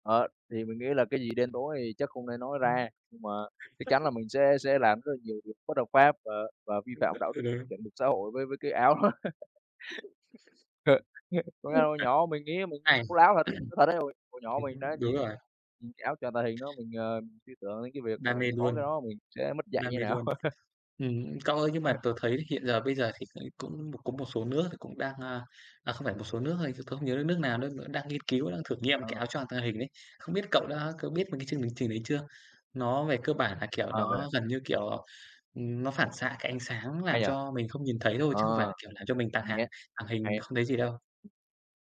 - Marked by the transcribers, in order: other background noise; tapping; chuckle; unintelligible speech; laughing while speaking: "đó"; chuckle; throat clearing; chuckle; laughing while speaking: "Ờ"
- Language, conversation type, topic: Vietnamese, unstructured, Bạn có ước mơ nào chưa từng nói với ai không?